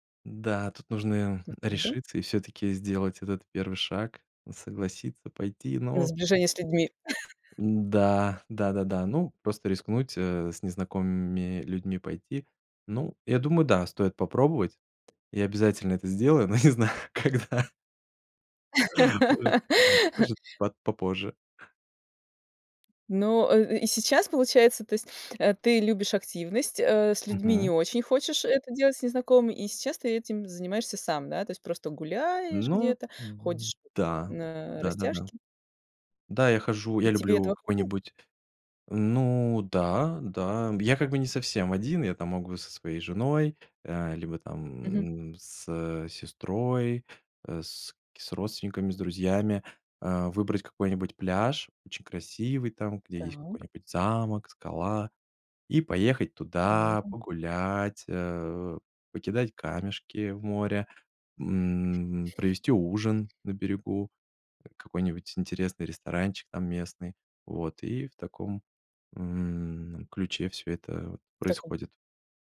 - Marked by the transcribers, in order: unintelligible speech; tapping; chuckle; laughing while speaking: "но не знаю когда"; laugh; other background noise
- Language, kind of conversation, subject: Russian, podcast, Что для тебя важнее: отдых или лёгкая активность?